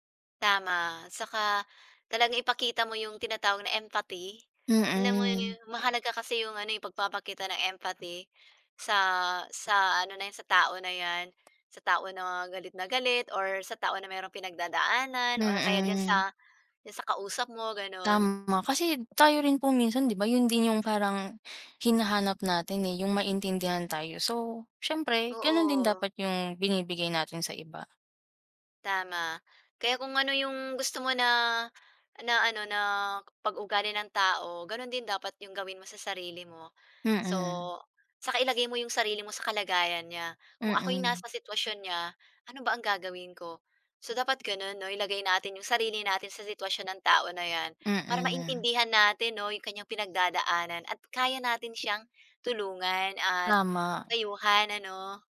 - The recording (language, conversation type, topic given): Filipino, unstructured, Ano ang ginagawa mo para maiwasan ang paulit-ulit na pagtatalo?
- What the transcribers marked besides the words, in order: none